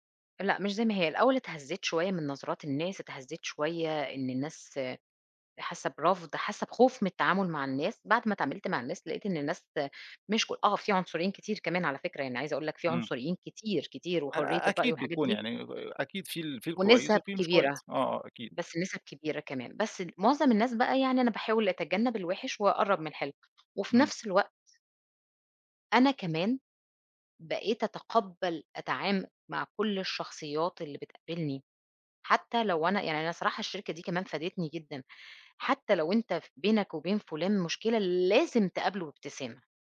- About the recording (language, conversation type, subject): Arabic, podcast, إزاي ثقافتك بتأثر على شغلك؟
- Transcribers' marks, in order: none